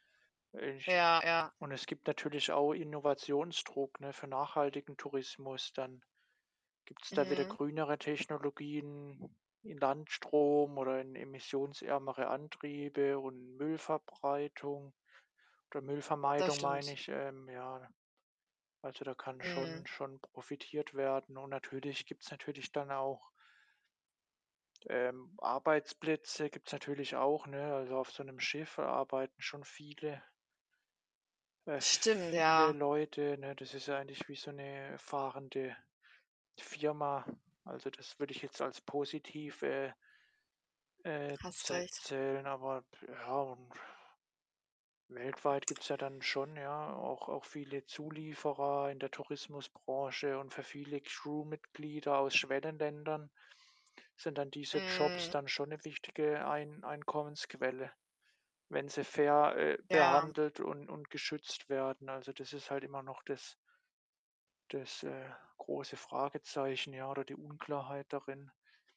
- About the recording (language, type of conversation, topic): German, unstructured, Was findest du an Kreuzfahrten problematisch?
- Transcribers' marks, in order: distorted speech; other background noise; drawn out: "viele"; other noise